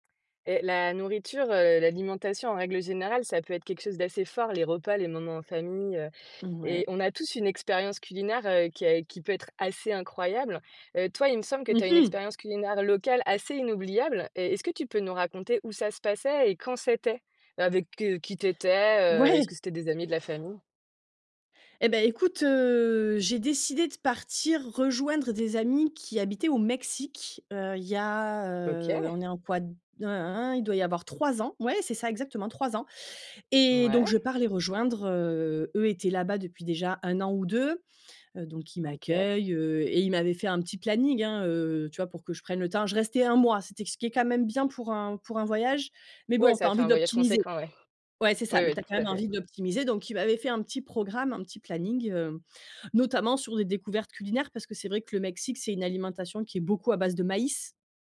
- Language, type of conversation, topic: French, podcast, Peux-tu raconter une expérience culinaire locale inoubliable ?
- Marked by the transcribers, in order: laughing while speaking: "Ouais"; tapping